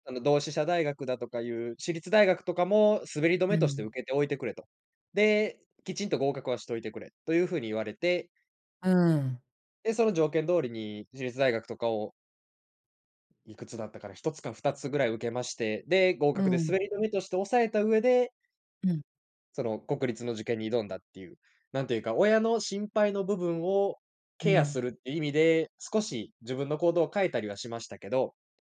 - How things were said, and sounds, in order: none
- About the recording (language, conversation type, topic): Japanese, podcast, 挑戦に伴うリスクについて、家族とはどのように話し合えばよいですか？